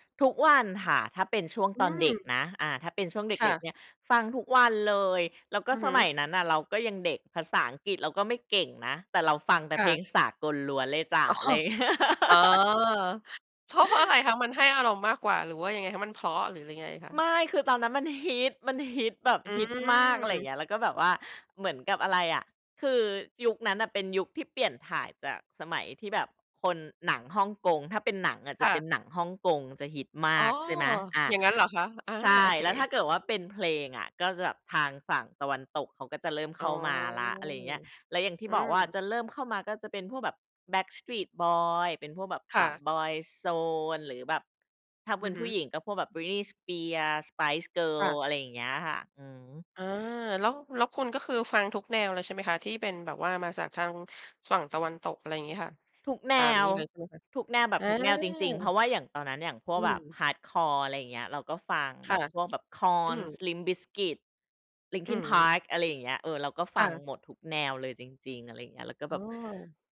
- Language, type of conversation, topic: Thai, podcast, ดนตรีกับความทรงจำของคุณเกี่ยวพันกันอย่างไร?
- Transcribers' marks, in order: laughing while speaking: "อ๋อ"; laugh; other background noise